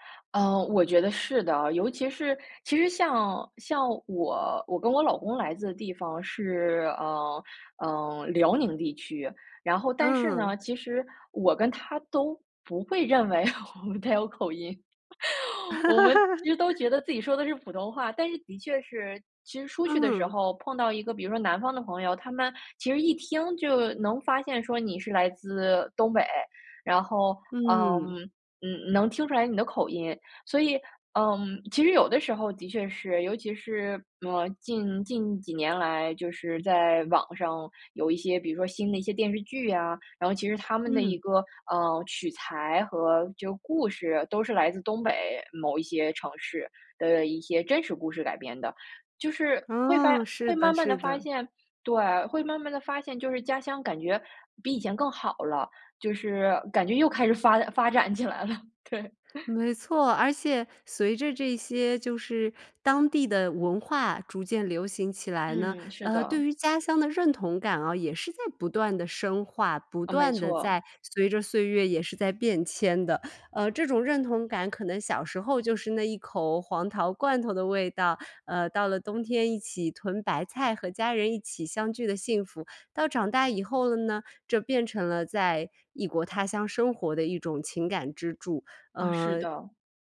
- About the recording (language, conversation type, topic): Chinese, podcast, 离开家乡后，你是如何保留或调整原本的习俗的？
- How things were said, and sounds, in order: laughing while speaking: "他有口音，我们其实都觉得自己说的是普通话"; laugh; laughing while speaking: "发 发展起来了。对"